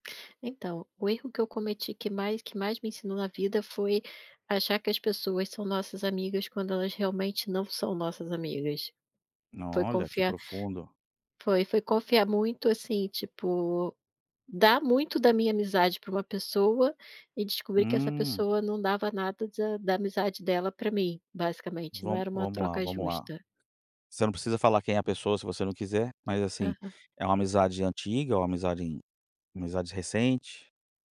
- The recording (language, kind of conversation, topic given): Portuguese, podcast, Qual foi o erro que você cometeu e que mais te ensinou?
- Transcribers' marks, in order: tapping